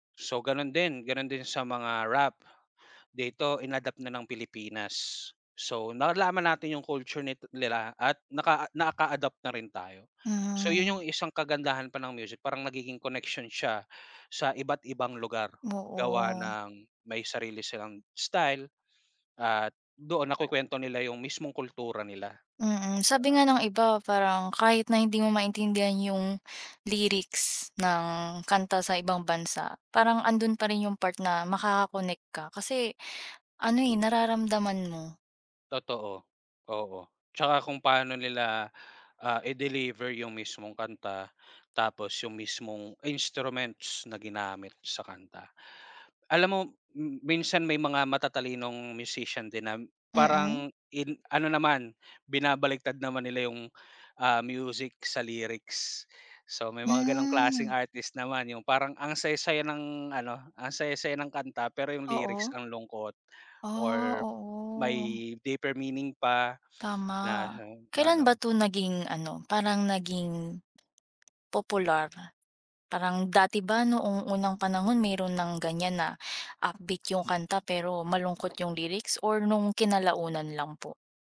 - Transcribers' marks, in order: tapping; other background noise
- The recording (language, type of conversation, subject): Filipino, unstructured, Paano ka naaapektuhan ng musika sa araw-araw?
- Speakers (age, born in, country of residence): 20-24, Philippines, Philippines; 30-34, Philippines, Philippines